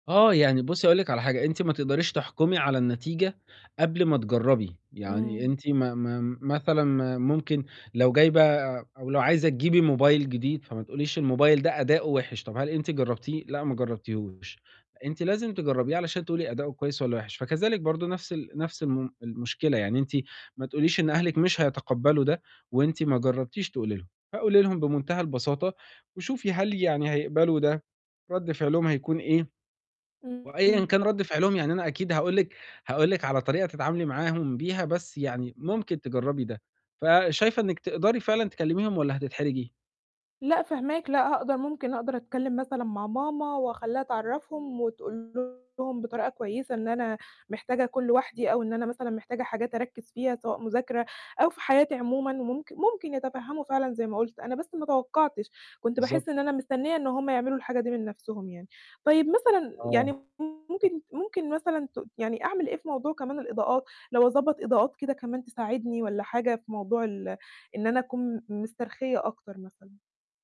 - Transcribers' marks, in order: distorted speech; other background noise
- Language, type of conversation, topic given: Arabic, advice, إزاي أقدر أسترخي في البيت لما التوتر بيمنعني؟